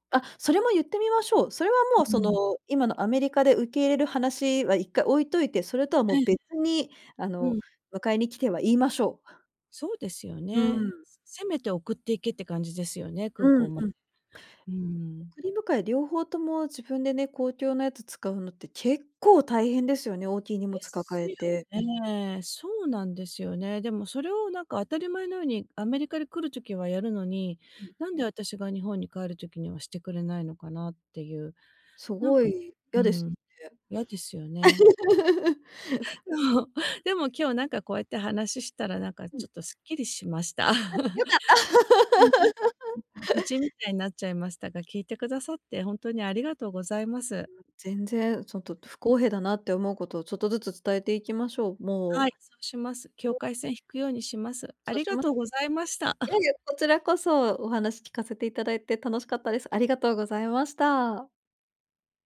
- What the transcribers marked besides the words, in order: laugh; laughing while speaking: "そう"; laugh; unintelligible speech; laugh; throat clearing
- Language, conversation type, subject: Japanese, advice, 家族の集まりで断りづらい頼みを断るには、どうすればよいですか？